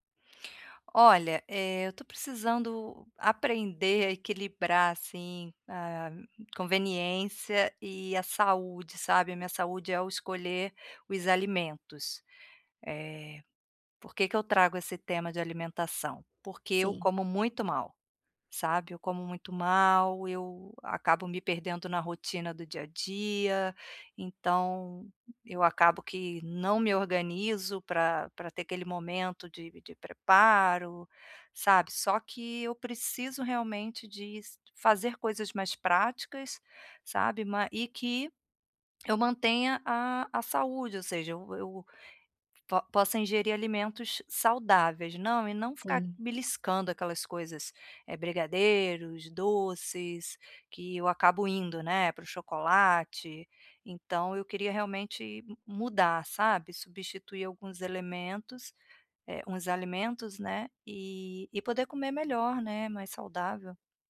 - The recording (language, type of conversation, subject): Portuguese, advice, Como posso equilibrar praticidade e saúde ao escolher alimentos?
- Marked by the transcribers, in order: none